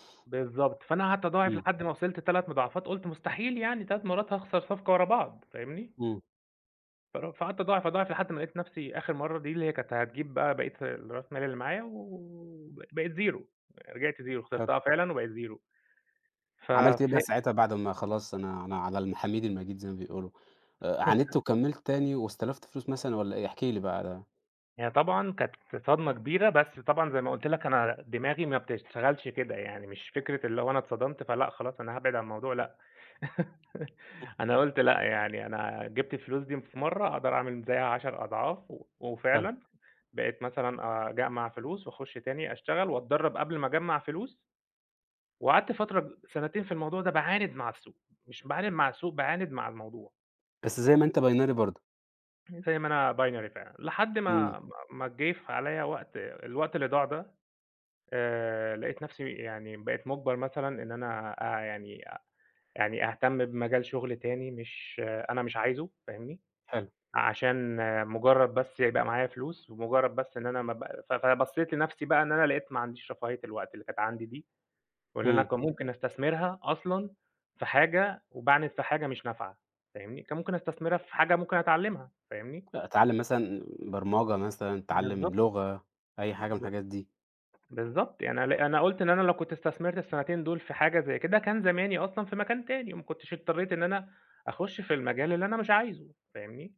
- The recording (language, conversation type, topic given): Arabic, podcast, إزاي بتتعامل مع الفشل لما بيحصل؟
- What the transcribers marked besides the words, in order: in English: "Zero"; in English: "Zero"; in English: "Zero"; tapping; chuckle; unintelligible speech; chuckle; in English: "Binary"; in English: "Binary"; other background noise